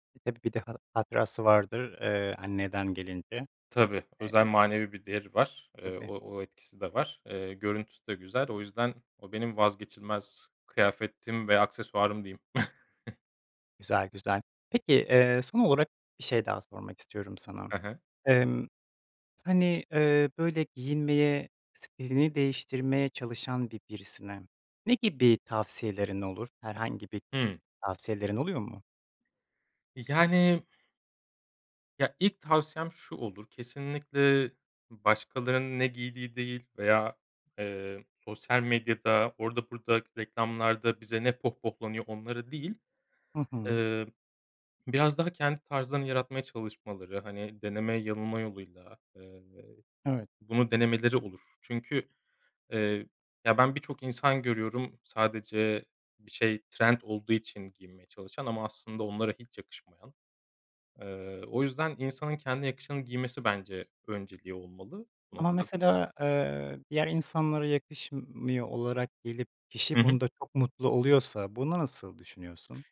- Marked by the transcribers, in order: chuckle
- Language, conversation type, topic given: Turkish, podcast, Giyinirken rahatlığı mı yoksa şıklığı mı önceliklendirirsin?